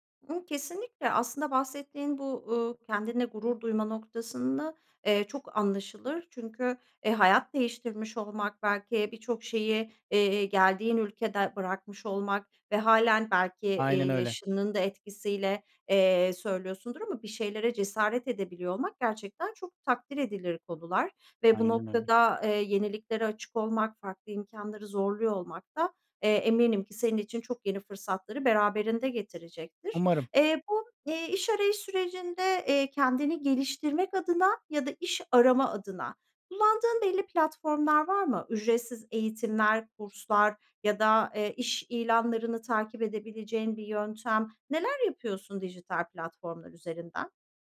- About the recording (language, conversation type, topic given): Turkish, podcast, Kendini geliştirmek için neler yapıyorsun?
- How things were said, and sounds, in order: tapping; other background noise